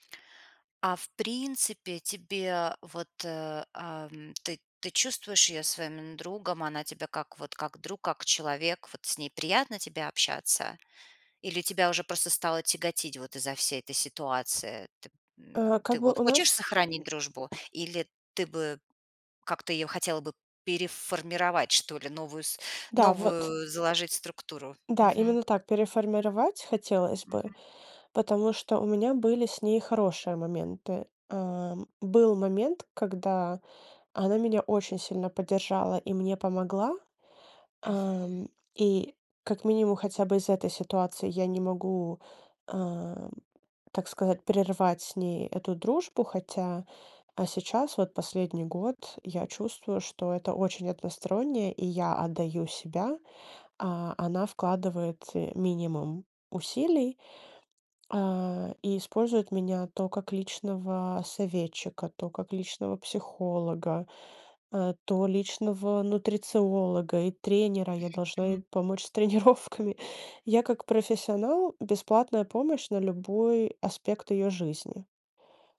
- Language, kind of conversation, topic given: Russian, advice, Как описать дружбу, в которой вы тянете на себе большую часть усилий?
- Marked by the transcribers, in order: tapping; grunt; other background noise; laughing while speaking: "тренировками"